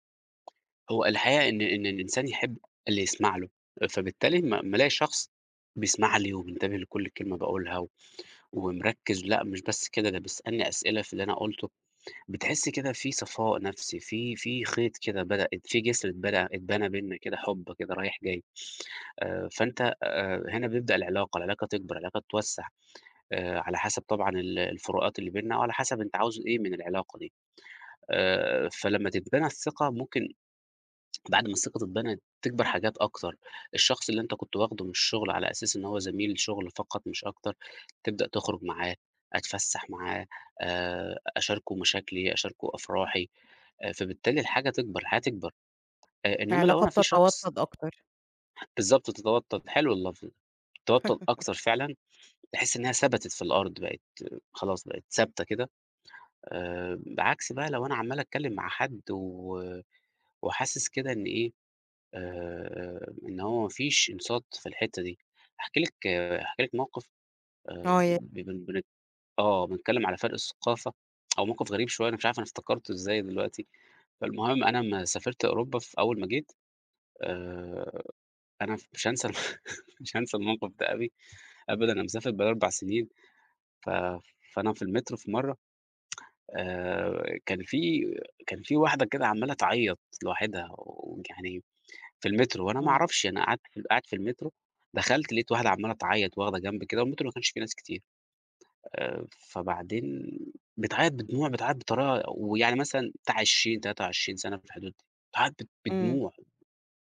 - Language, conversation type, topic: Arabic, podcast, إزاي بتستخدم الاستماع عشان تبني ثقة مع الناس؟
- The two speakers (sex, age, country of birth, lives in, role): female, 35-39, Egypt, Egypt, host; male, 30-34, Egypt, Portugal, guest
- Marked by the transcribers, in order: tapping; sniff; swallow; laugh; tsk; laugh; tsk